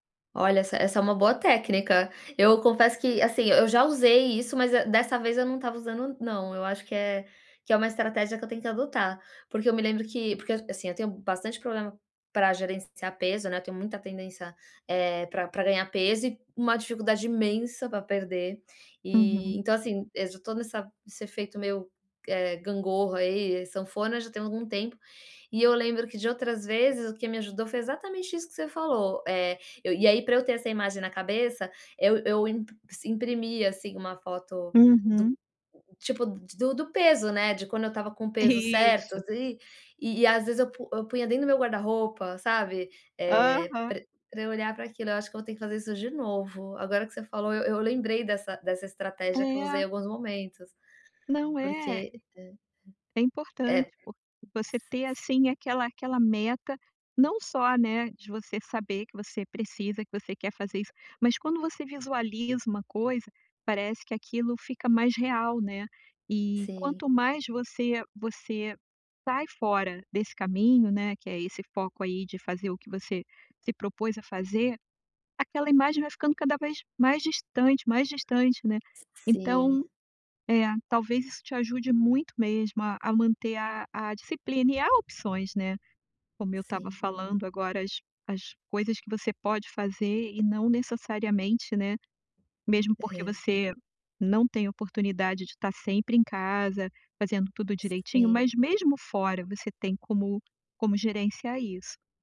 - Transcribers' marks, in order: tapping; other background noise
- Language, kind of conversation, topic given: Portuguese, advice, Como posso equilibrar indulgências com minhas metas nutricionais ao comer fora?